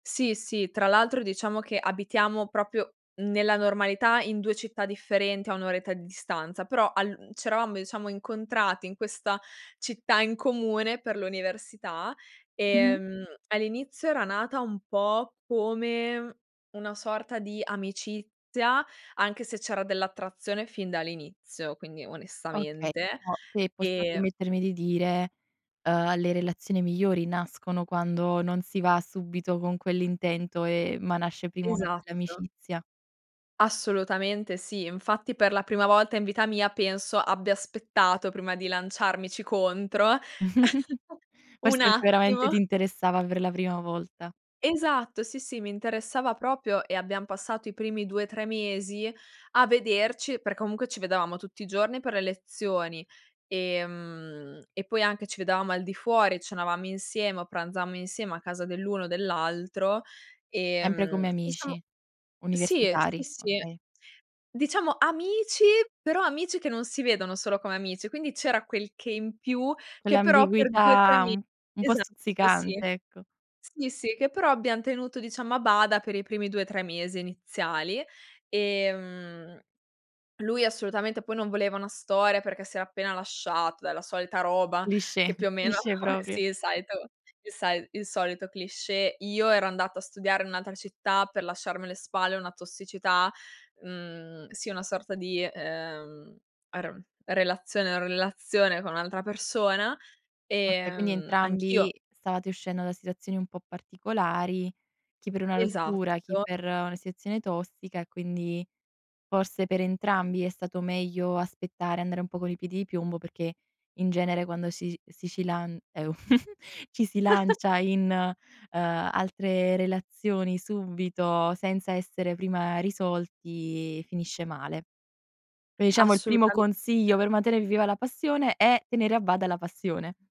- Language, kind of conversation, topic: Italian, podcast, Come mantenete viva la passione dopo anni insieme?
- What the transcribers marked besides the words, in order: "proprio" said as "propio"; chuckle; "proprio" said as "propio"; chuckle; "proprio" said as "propio"; chuckle; "solito" said as "saito"; chuckle; "subito" said as "subbito"